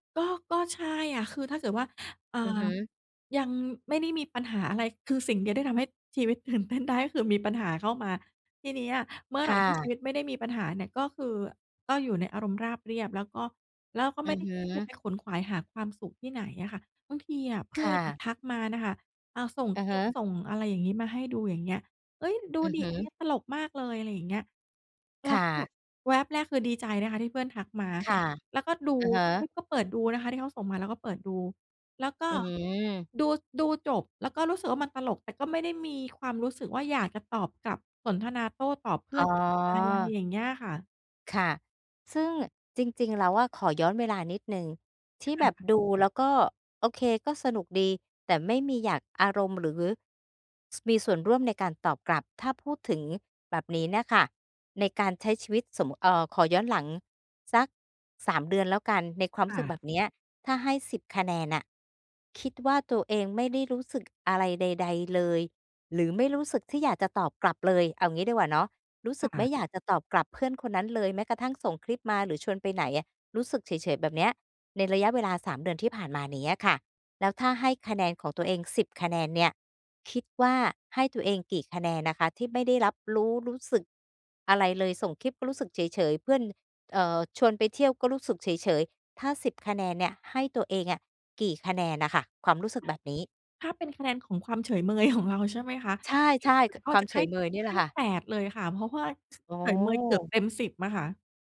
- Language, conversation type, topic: Thai, advice, ทำไมฉันถึงรู้สึกชาทางอารมณ์ ไม่มีความสุข และไม่ค่อยรู้สึกผูกพันกับคนอื่น?
- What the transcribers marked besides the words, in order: laughing while speaking: "ตื่นเต้น"; other background noise; laughing while speaking: "ของเรา"; unintelligible speech